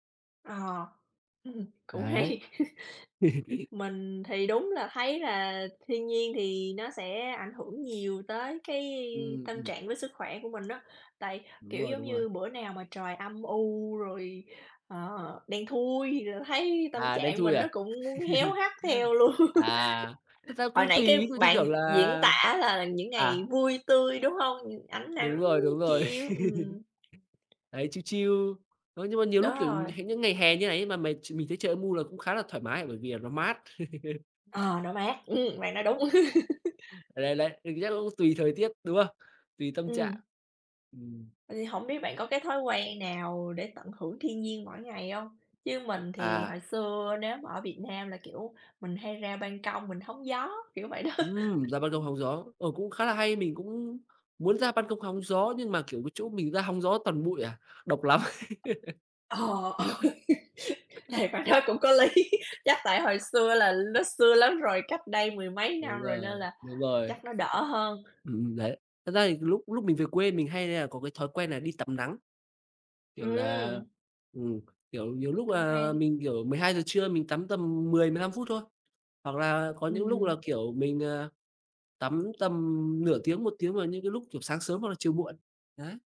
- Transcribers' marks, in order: tapping; laughing while speaking: "hay"; chuckle; laugh; other noise; laugh; other background noise; laughing while speaking: "luôn"; laugh; in English: "chill chill"; laugh; laugh; laughing while speaking: "đó"; laughing while speaking: "ừ"; laugh; laughing while speaking: "nói"; laugh; laughing while speaking: "lý"
- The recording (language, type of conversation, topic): Vietnamese, unstructured, Thiên nhiên đã giúp bạn thư giãn trong cuộc sống như thế nào?